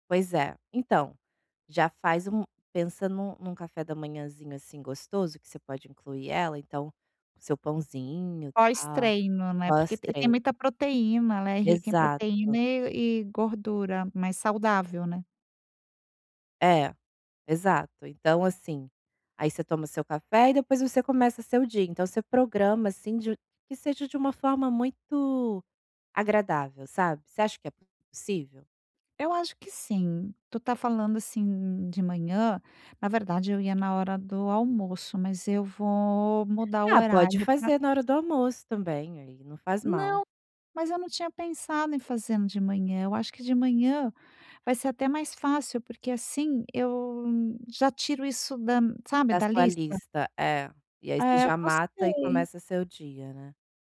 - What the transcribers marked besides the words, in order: tapping
- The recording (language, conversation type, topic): Portuguese, advice, Como manter uma rotina de treino sem perder a consistência?